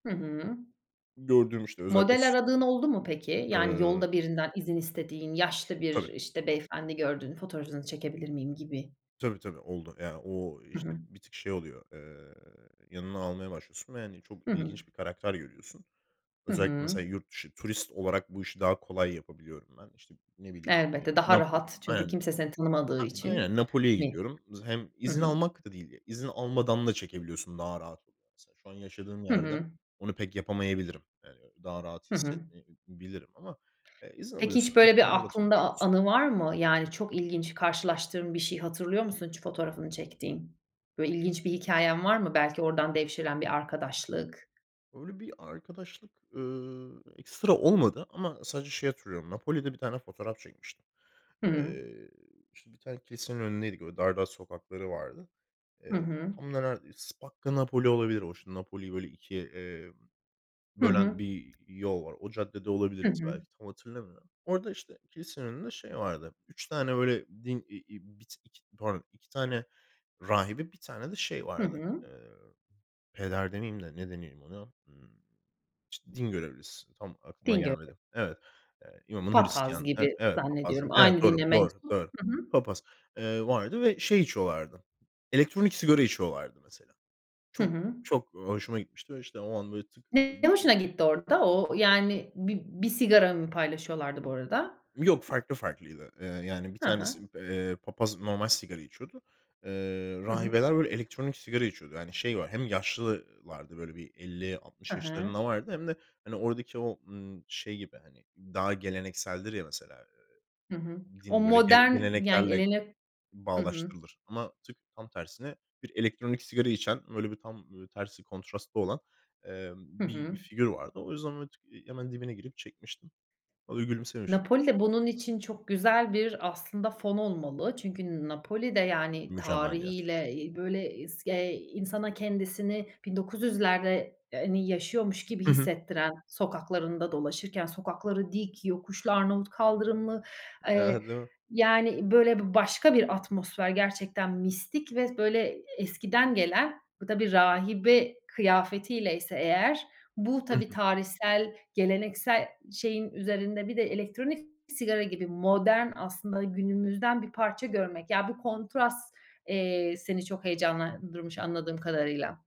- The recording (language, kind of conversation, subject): Turkish, podcast, Bir hobiye nasıl başladın, hikâyesini anlatır mısın?
- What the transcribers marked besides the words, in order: breath; tapping; unintelligible speech; other noise; inhale; background speech; inhale